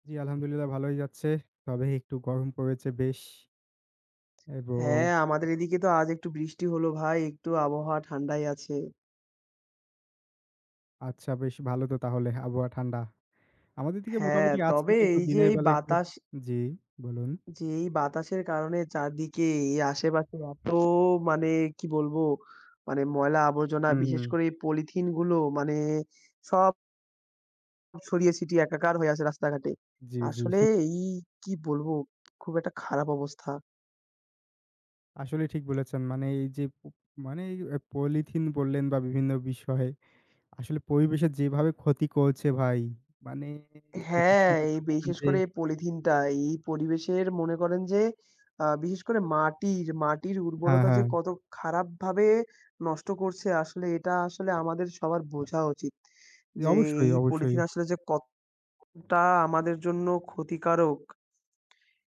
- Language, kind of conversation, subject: Bengali, unstructured, পরিবেশ রক্ষা করার জন্য আমরা কী কী ছোট ছোট কাজ করতে পারি?
- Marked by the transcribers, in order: other background noise; chuckle